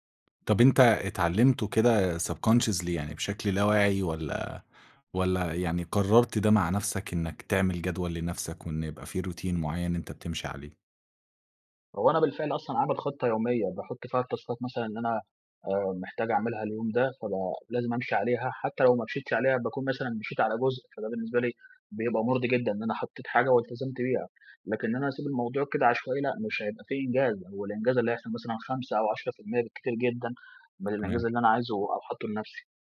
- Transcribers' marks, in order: in English: "subconsciously"; in English: "روتين"; tapping; in English: "التاسكات"
- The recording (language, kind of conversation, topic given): Arabic, podcast, إيه روتينك المعتاد الصبح؟